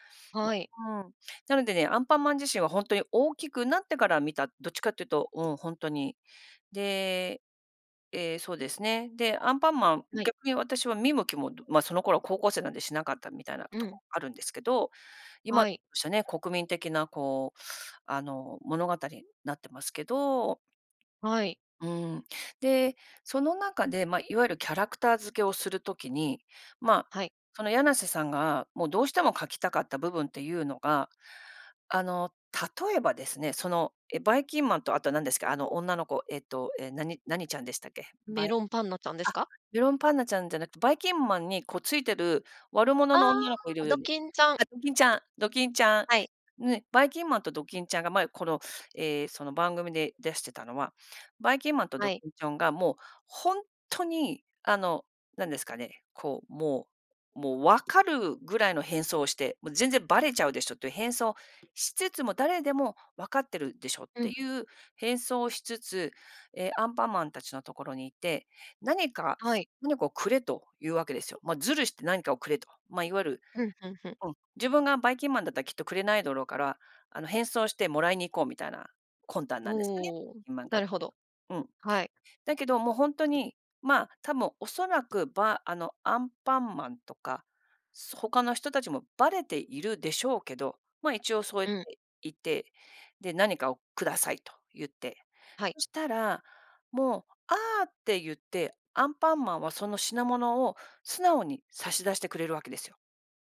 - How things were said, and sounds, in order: none
- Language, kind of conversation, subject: Japanese, podcast, 魅力的な悪役はどのように作られると思いますか？